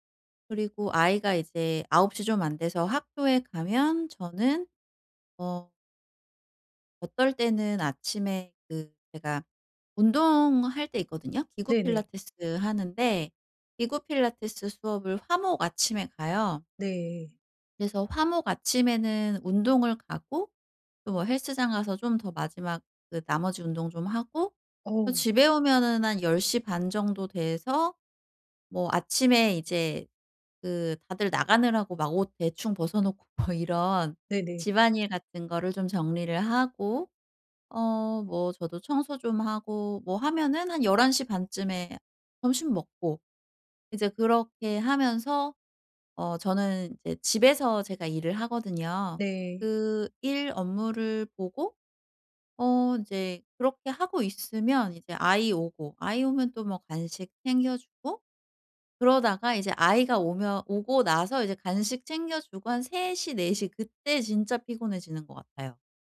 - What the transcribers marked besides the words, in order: laughing while speaking: "뭐"
- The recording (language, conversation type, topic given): Korean, advice, 오후에 갑자기 에너지가 떨어질 때 낮잠이 도움이 될까요?